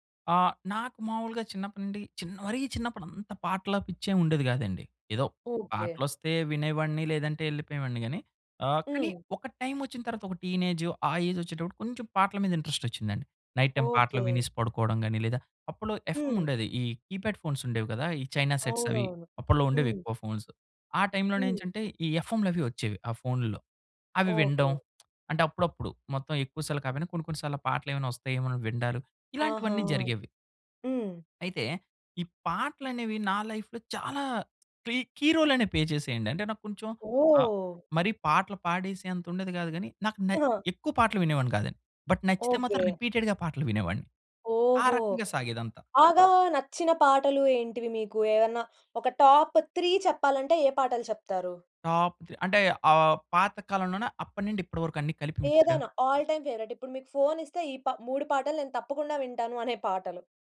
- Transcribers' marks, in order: in English: "టైమ్"; in English: "టీనేజ్"; in English: "ఏజ్"; in English: "ఇంట్రెస్ట్"; in English: "నైట్ టైమ్"; in English: "ఎఫ్ఎమ్"; in English: "కీప్యాడ్ ఫోన్స్"; in English: "టైమ్‌లో"; lip smack; in English: "లైఫ్‌లో"; in English: "కీ రోల్"; in English: "ప్లే"; in English: "బట్"; in English: "రిపీటెడ్‌గా"; in English: "టాప్"; in English: "అల్ టైమ్ ఫేవరెట్"
- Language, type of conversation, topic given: Telugu, podcast, పాటల మాటలు మీకు ఎంతగా ప్రభావం చూపిస్తాయి?